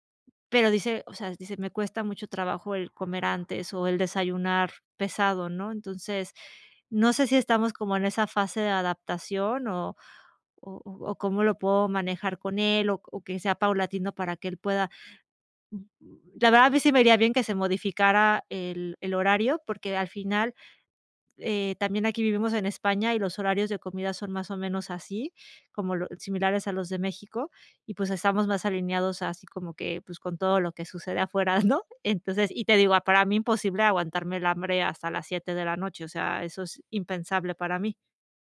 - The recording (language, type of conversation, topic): Spanish, advice, ¿Cómo podemos manejar las peleas en pareja por hábitos alimenticios distintos en casa?
- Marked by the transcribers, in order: unintelligible speech